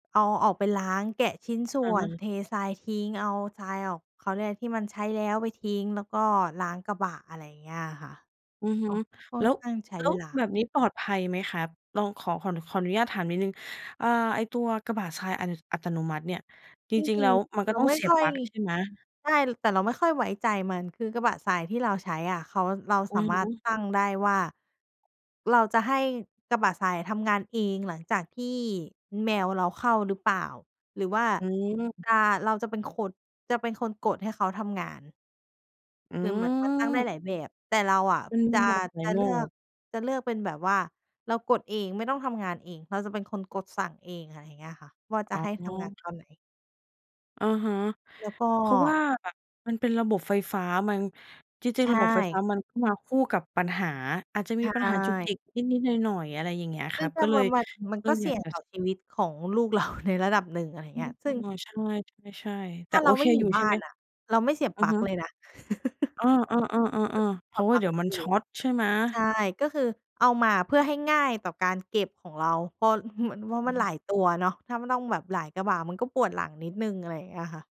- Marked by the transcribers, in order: other background noise; tapping; "ก็เลย" said as "เติ้ง"; laughing while speaking: "เรา"; chuckle
- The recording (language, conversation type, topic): Thai, podcast, งานอดิเรกอะไรที่ทำให้คุณเข้าสู่ภาวะลื่นไหลได้ง่ายที่สุด?